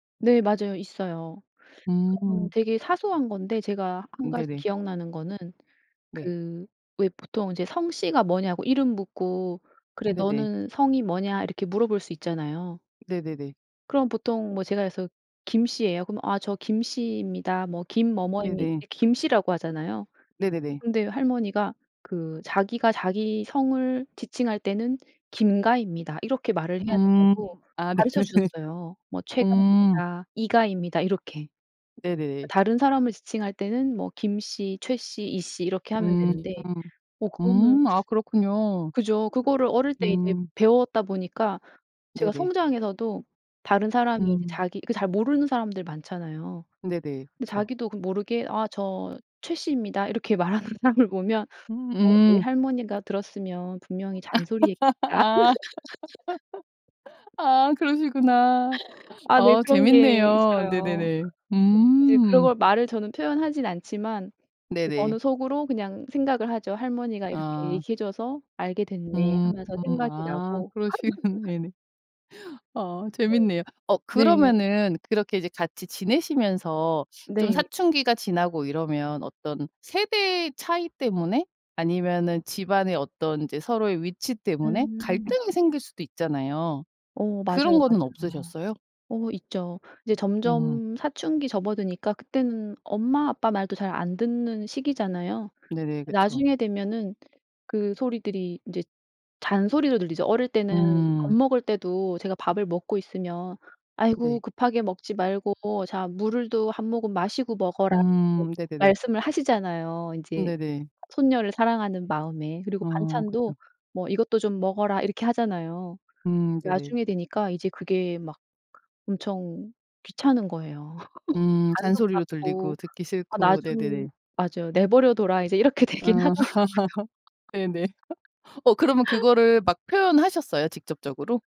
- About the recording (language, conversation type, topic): Korean, podcast, 할머니·할아버지에게서 배운 문화가 있나요?
- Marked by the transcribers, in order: tapping; laughing while speaking: "네네네"; other background noise; laugh; laughing while speaking: "아"; laugh; laugh; laughing while speaking: "그러시겠"; laugh; background speech; "물도" said as "물을도"; laugh; laugh; laughing while speaking: "이렇게 되긴 하더라고요"; laugh